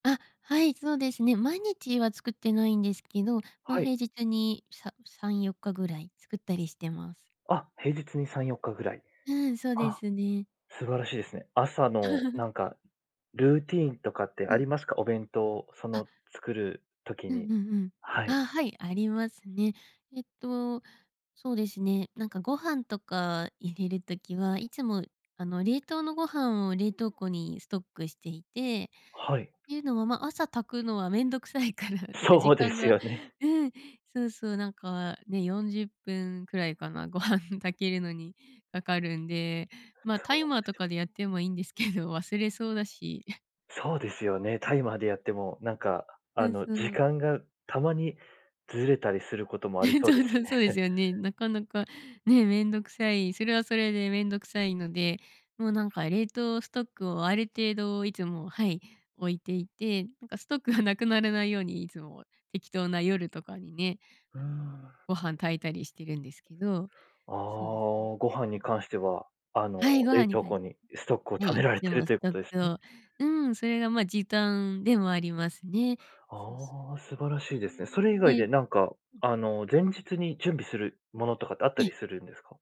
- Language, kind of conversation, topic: Japanese, podcast, お弁当作りでこだわっていることは何ですか？
- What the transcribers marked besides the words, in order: laugh; tapping; laugh